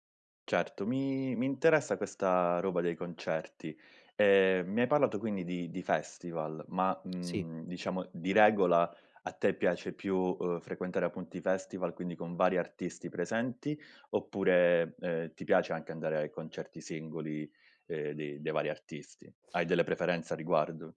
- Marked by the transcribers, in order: none
- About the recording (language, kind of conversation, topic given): Italian, podcast, Come scopri di solito nuova musica?